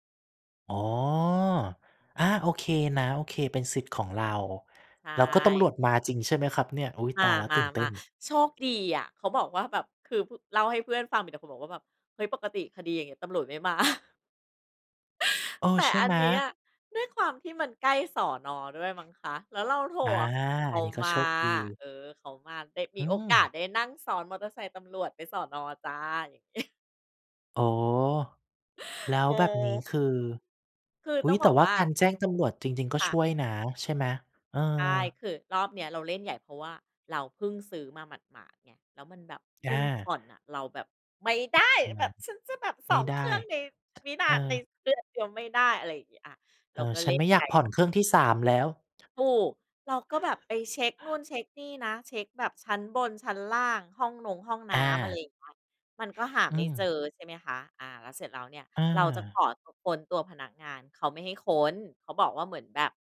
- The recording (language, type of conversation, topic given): Thai, podcast, คุณเคยทำกระเป๋าหายหรือเผลอลืมของสำคัญระหว่างเดินทางไหม?
- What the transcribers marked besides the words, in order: tapping; laughing while speaking: "มา"; cough; in English: "โก"; other background noise